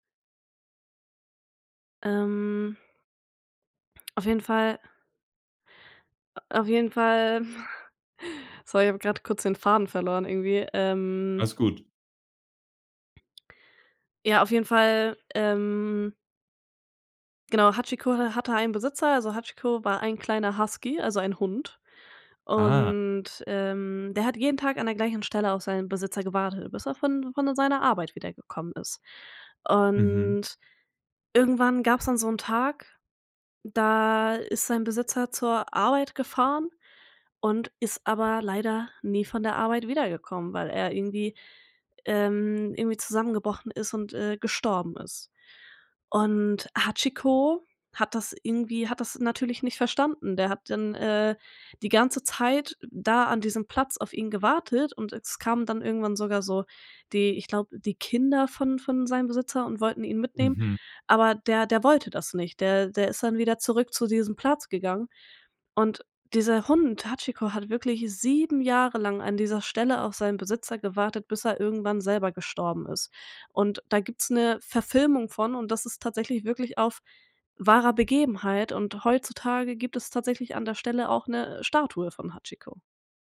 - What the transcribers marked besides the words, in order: drawn out: "Ähm"; chuckle; drawn out: "ähm"; other background noise; drawn out: "ähm"; drawn out: "und, ähm"; drawn out: "Und"
- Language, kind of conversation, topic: German, podcast, Was macht einen Film wirklich emotional?